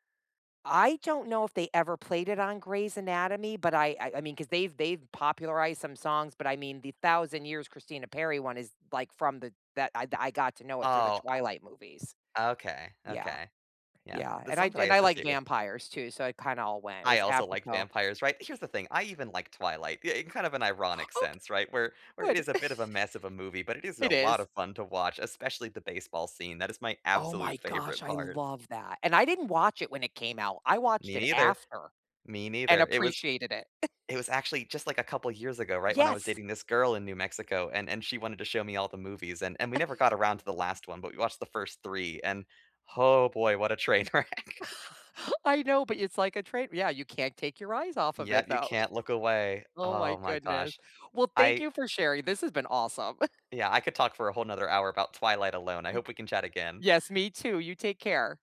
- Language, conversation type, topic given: English, unstructured, What is your current comfort show, song, or snack, and what makes it soothing for you right now?
- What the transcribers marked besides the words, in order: other noise; other background noise; chuckle; chuckle